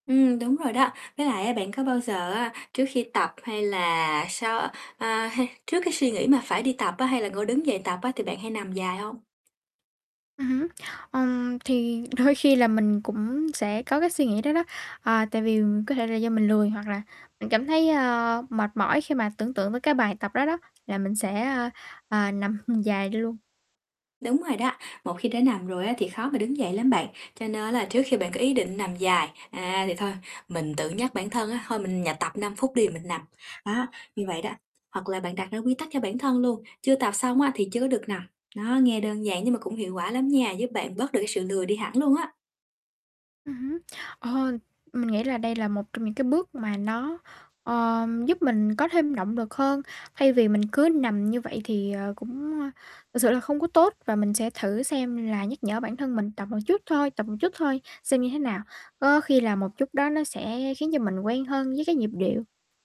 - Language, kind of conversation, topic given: Vietnamese, advice, Làm sao tôi có thể duy trì thói quen hằng ngày khi thường xuyên mất động lực?
- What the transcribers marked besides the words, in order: tapping; static; distorted speech; laughing while speaking: "nằm"